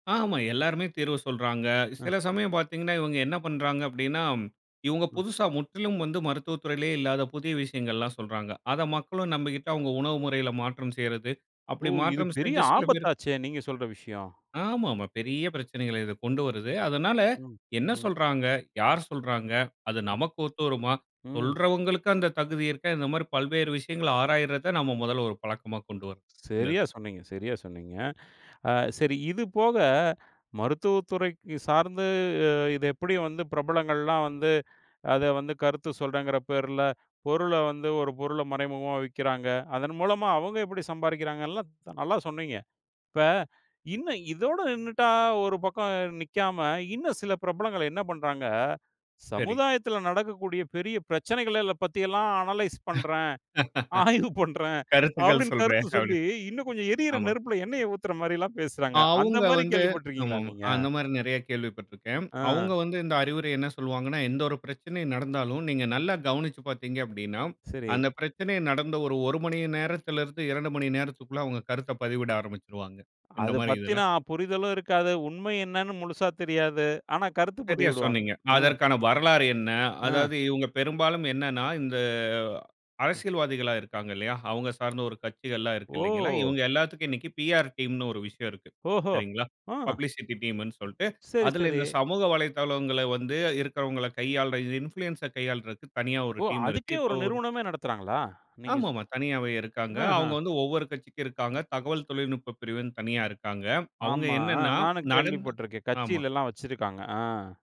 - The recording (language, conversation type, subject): Tamil, podcast, பிரபலங்கள் தரும் அறிவுரை நம்பத்தக்கதா என்பதை நீங்கள் எப்படி தீர்மானிப்பீர்கள்?
- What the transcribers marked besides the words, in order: other background noise; surprised: "ஒ! இது பெரிய ஆபத்தாச்சே! நீங்க சொல்ற விஷயம்"; drawn out: "ம்"; other noise; in English: "அனலைஸ்"; laughing while speaking: "ஆய்வு பண்ற, அப்படினு கருத்து சொல்லி … கேள்விப்பட்டு இருக்கிங்களா நீங்க?"; laughing while speaking: "கருத்துக்கள் சொல்றே அப்டி. ஆமா"; drawn out: "ஆ"; drawn out: "ஆ"; drawn out: "இந்த"; drawn out: "ஓ!"; in English: "பிஆர் டீம்"; in English: "பப்ளிசிட்டி டீம்"; in English: "இன்ஃப்ளூயன்ஸ்"; tapping; drawn out: "ஆமா"; drawn out: "ஆ"